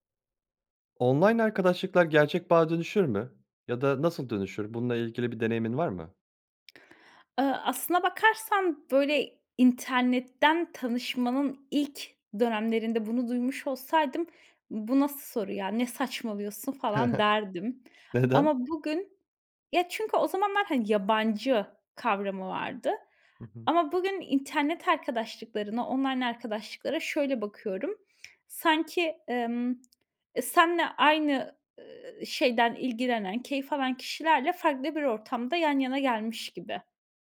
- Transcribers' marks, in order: lip smack; chuckle; lip smack
- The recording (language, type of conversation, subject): Turkish, podcast, Online arkadaşlıklar gerçek bir bağa nasıl dönüşebilir?